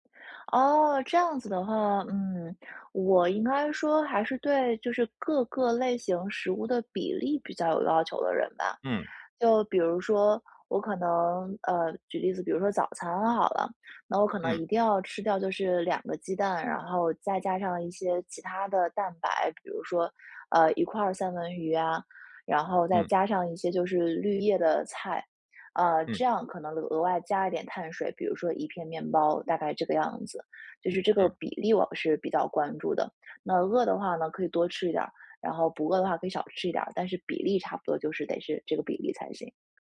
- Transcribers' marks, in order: none
- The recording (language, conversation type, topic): Chinese, advice, 在外就餐时我怎样才能吃得更健康？